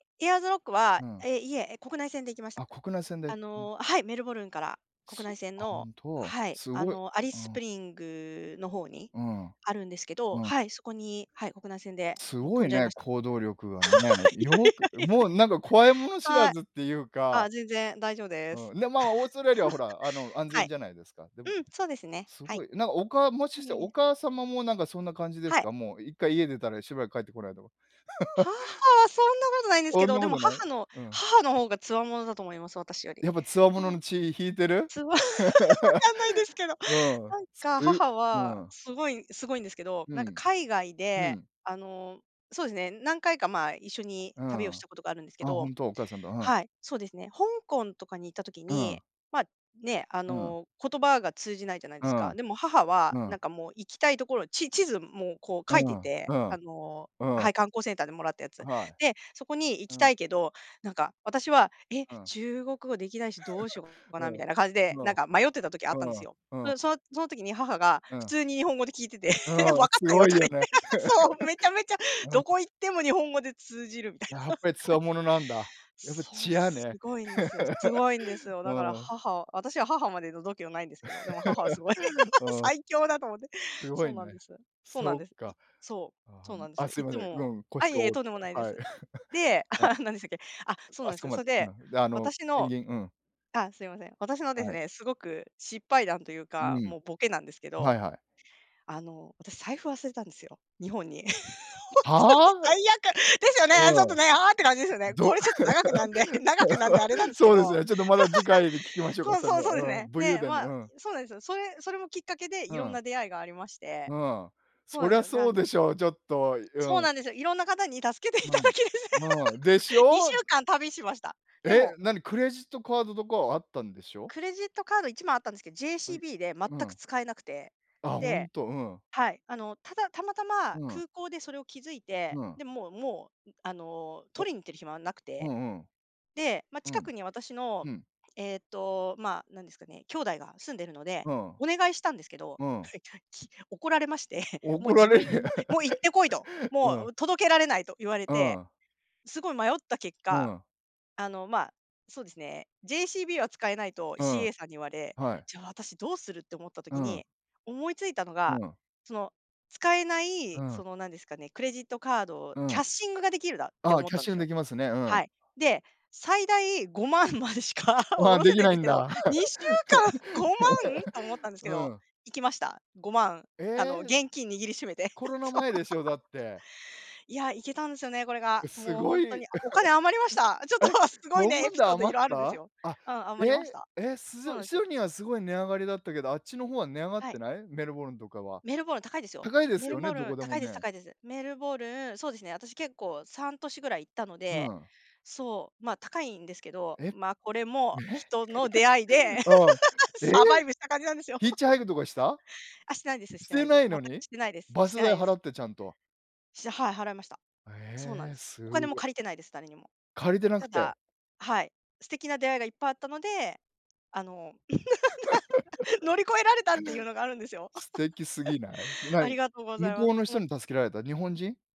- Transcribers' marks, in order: "アリススプリングス" said as "アリススプリング"; laugh; laughing while speaking: "いや いや いや いや"; laugh; chuckle; laugh; laughing while speaking: "分かんないですけど"; laugh; other noise; chuckle; laughing while speaking: "訊いてて"; laughing while speaking: "言って"; laugh; laugh; laugh; laugh; chuckle; laugh; laughing while speaking: "本当に最悪"; surprised: "はあ？"; laugh; laugh; laughing while speaking: "助けていただき"; laugh; laughing while speaking: "怒られる"; laugh; laughing while speaking: "ごまん までしか"; tapping; laugh; chuckle; laughing while speaking: "そう"; laugh; chuckle; laughing while speaking: "ちょっと"; laugh; laughing while speaking: "サバイブした感じなんですよ"; laugh; other background noise; laugh; laughing while speaking: "なんか"; laugh; laugh
- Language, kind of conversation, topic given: Japanese, unstructured, 旅行先で思いがけない出会いをしたことはありますか？